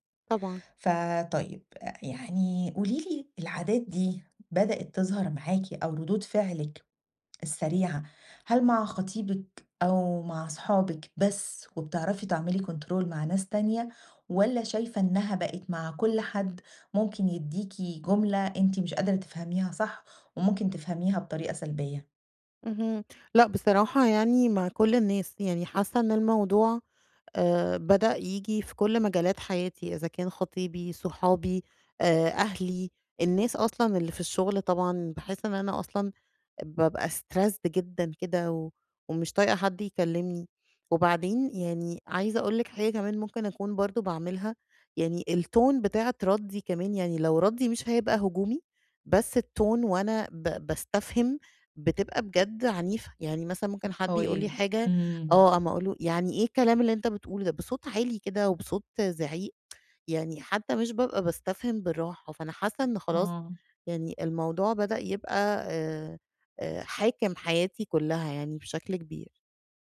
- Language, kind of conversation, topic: Arabic, advice, إزاي أتعلم أوقف وأتنفّس قبل ما أرد في النقاش؟
- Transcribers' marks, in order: in English: "كنترول"; in English: "Stressed"; in English: "الTone"; in English: "الTone"; tsk; tapping